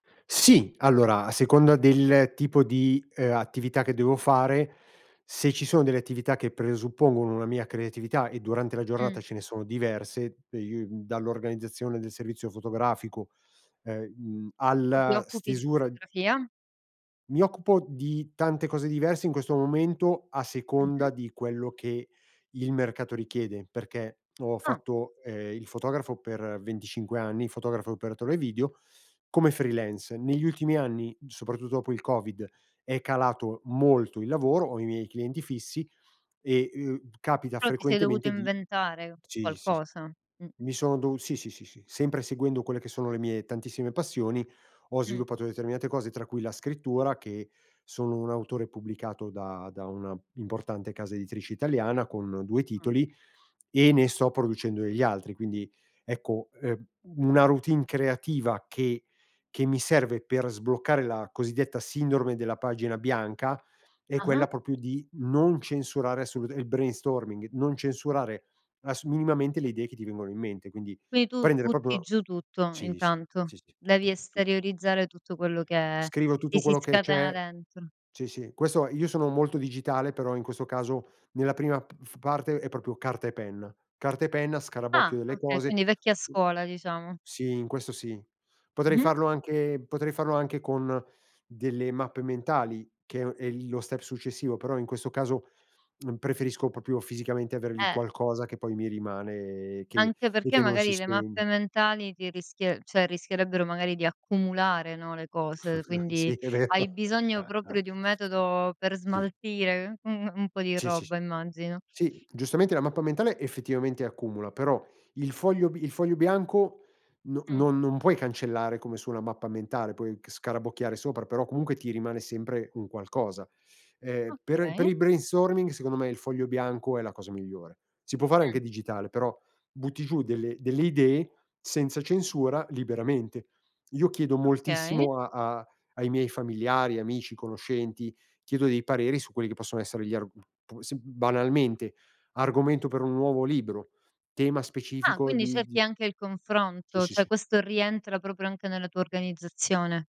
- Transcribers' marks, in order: in English: "freelance"; in English: "brainstorming"; other noise; in English: "step"; tsk; "cioè" said as "ceh"; chuckle; laughing while speaking: "Sì, è vero"; chuckle; in English: "brainstorming"; other background noise
- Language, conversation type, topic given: Italian, podcast, Hai una routine creativa quotidiana? Se sì, come funziona?